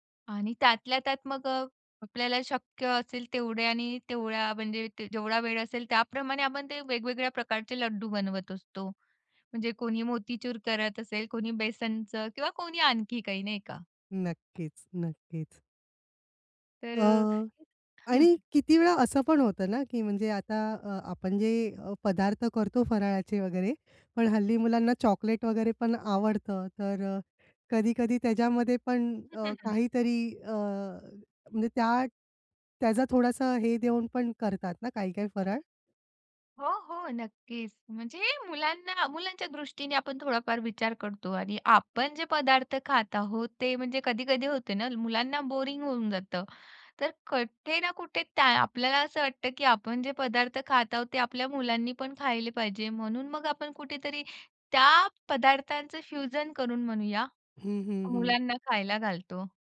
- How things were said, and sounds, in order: other background noise; other noise; in English: "बोरिंग"; in English: "फ्युजन"
- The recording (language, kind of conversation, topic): Marathi, podcast, विशेष सणांमध्ये कोणते अन्न आवर्जून बनवले जाते आणि त्यामागचे कारण काय असते?